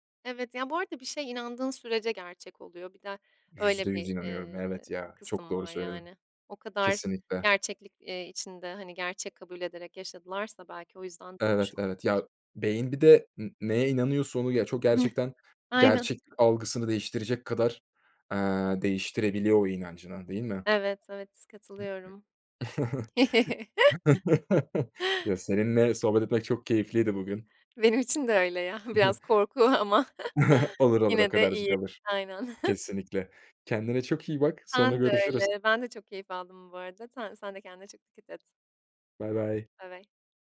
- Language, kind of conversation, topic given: Turkish, podcast, Son izlediğin film seni nereye götürdü?
- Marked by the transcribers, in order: other background noise; tapping; chuckle; other noise; chuckle; chuckle; chuckle